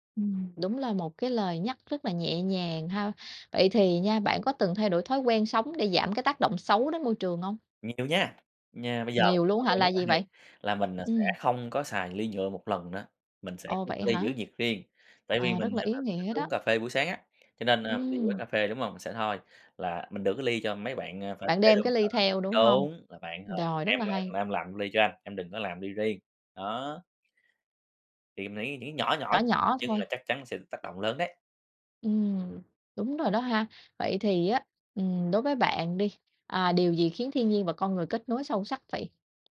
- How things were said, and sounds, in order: tapping; unintelligible speech
- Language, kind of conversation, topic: Vietnamese, podcast, Một bài học lớn bạn học được từ thiên nhiên là gì?